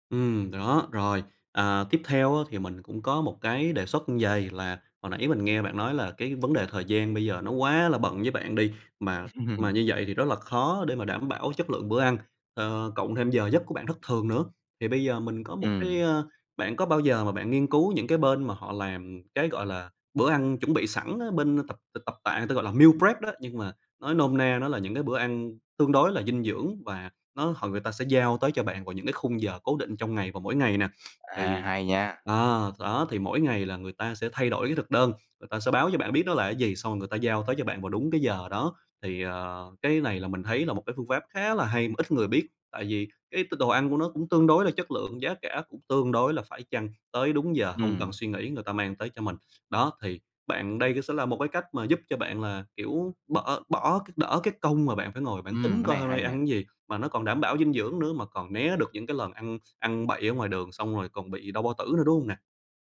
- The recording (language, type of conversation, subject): Vietnamese, advice, Làm sao để ăn uống lành mạnh khi bạn quá bận rộn và không có nhiều thời gian nấu ăn?
- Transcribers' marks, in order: laugh; tapping; horn; in English: "meal prep"; sniff; sniff; "đỡ" said as "bỡ"